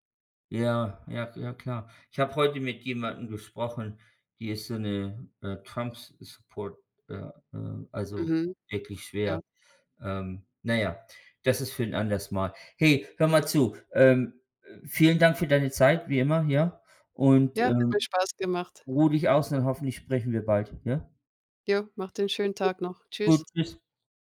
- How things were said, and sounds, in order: in English: "Trumps-support"; alarm
- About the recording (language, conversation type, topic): German, unstructured, Warum war die Entdeckung des Penicillins so wichtig?